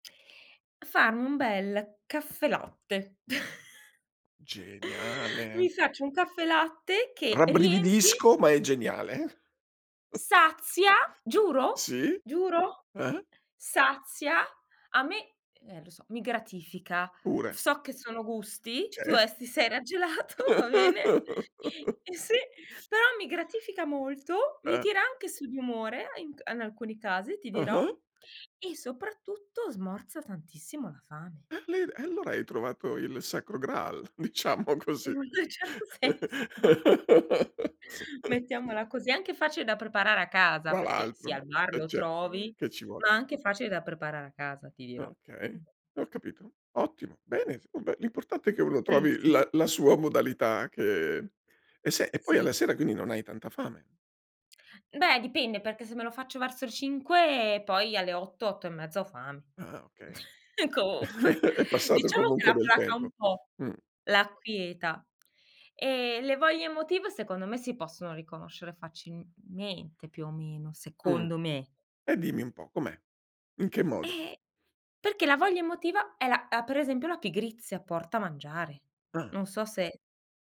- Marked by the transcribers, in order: tapping; chuckle; chuckle; "adesso" said as "aesso"; laughing while speaking: "raggelato, va bene eh sì"; laughing while speaking: "Cioè"; chuckle; sniff; unintelligible speech; laughing while speaking: "certo senso"; laughing while speaking: "diciamo così"; laugh; other noise; other background noise; chuckle; laughing while speaking: "Comunque"; stressed: "secondo me"
- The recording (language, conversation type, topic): Italian, podcast, Come fai a distinguere la fame vera dalle voglie emotive?